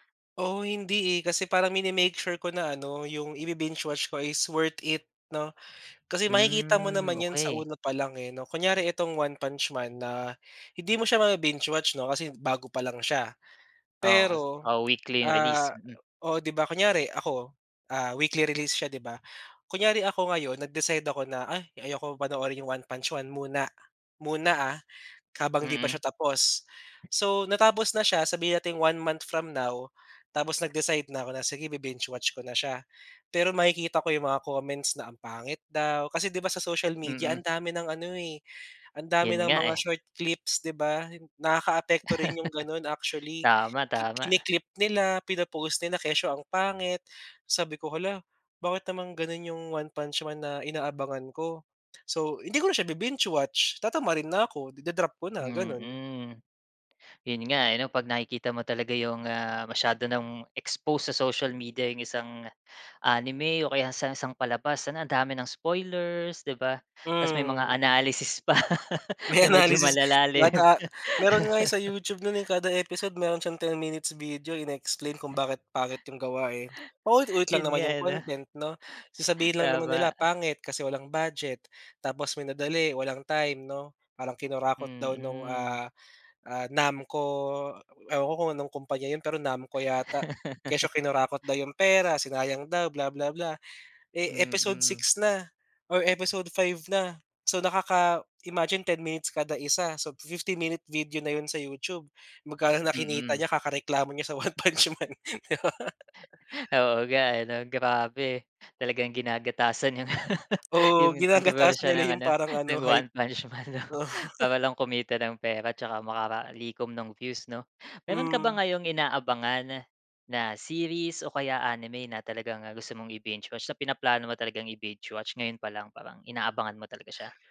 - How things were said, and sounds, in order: tapping; laugh; laughing while speaking: "May analysis"; laughing while speaking: "analysis pa na medyo malalalim"; laugh; laugh; laugh; laugh; laughing while speaking: "One Punch Man"; laugh; laugh; in English: "One Punch Man"; laughing while speaking: "'no"; laugh
- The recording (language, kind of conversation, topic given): Filipino, podcast, Paano nag-iiba ang karanasan mo kapag sunod-sunod mong pinapanood ang isang serye kumpara sa panonood ng tig-isang episode bawat linggo?